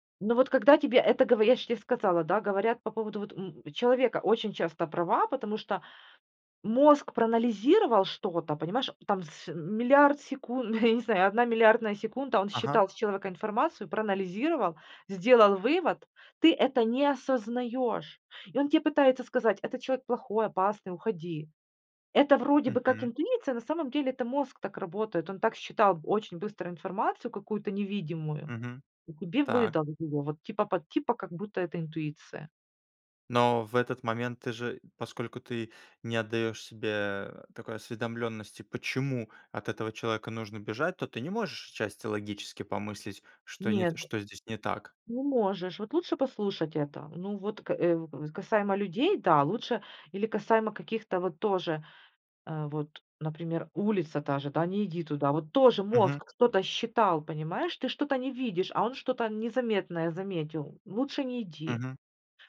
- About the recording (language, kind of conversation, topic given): Russian, podcast, Как отличить интуицию от страха или желания?
- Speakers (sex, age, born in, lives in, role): female, 40-44, Ukraine, Mexico, guest; male, 30-34, Belarus, Poland, host
- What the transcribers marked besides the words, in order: laughing while speaking: "я не знаю"; tapping